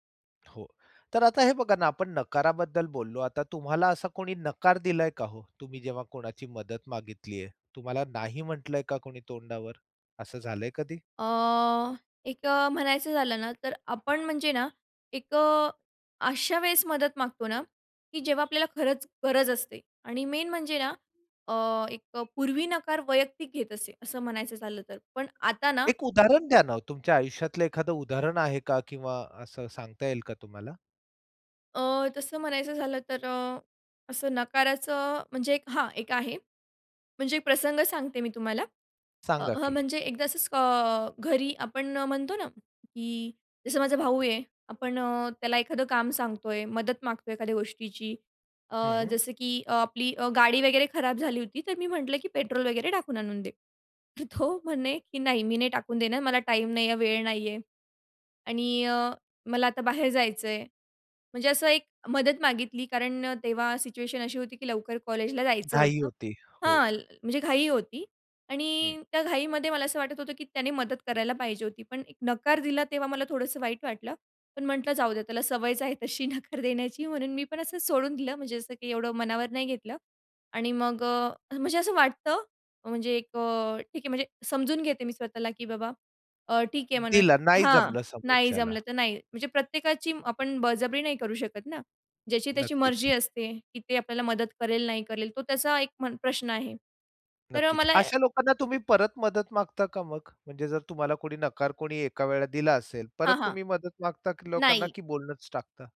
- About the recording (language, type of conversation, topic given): Marathi, podcast, एखाद्याकडून मदत मागायची असेल, तर तुम्ही विनंती कशी करता?
- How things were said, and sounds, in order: tapping; drawn out: "अ"; other background noise; in English: "मेन"; horn; laughing while speaking: "तो"; laughing while speaking: "तशी नकार देण्याची"; "बोलूनच" said as "बोलणंच"